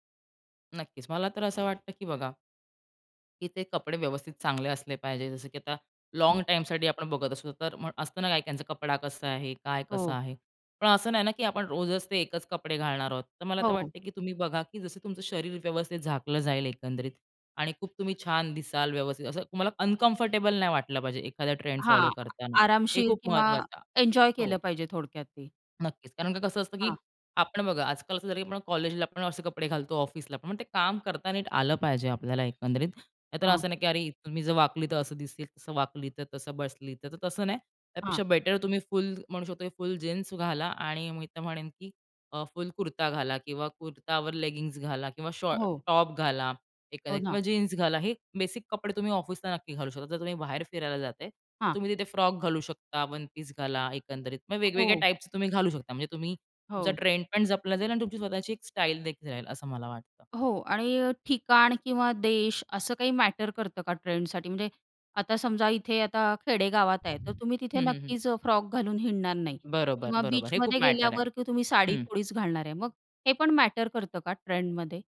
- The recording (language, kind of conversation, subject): Marathi, podcast, तुम्ही ट्रेंड आणि स्वतःपण यांचा समतोल कसा साधता?
- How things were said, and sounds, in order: in English: "लाँग"; in English: "अनकंफर्टेबल"; in English: "वन पीस"